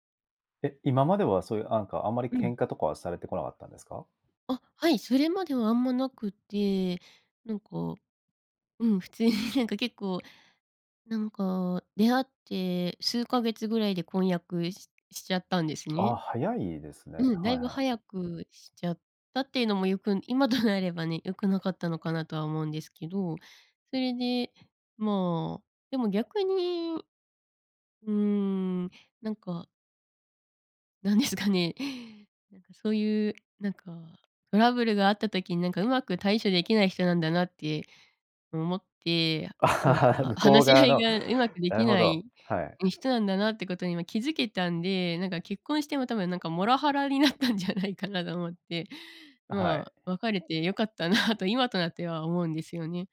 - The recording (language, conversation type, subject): Japanese, podcast, タイミングが合わなかったことが、結果的に良いことにつながった経験はありますか？
- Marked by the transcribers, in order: laughing while speaking: "普通に"; other noise; laugh; laughing while speaking: "なったんじゃないかな"; laughing while speaking: "良かったな"